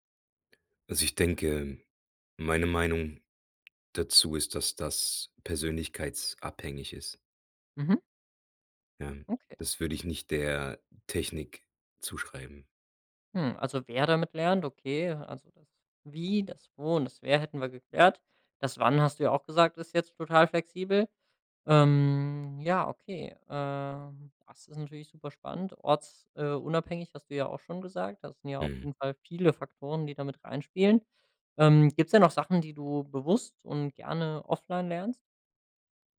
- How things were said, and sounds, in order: none
- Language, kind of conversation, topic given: German, podcast, Wie nutzt du Technik fürs lebenslange Lernen?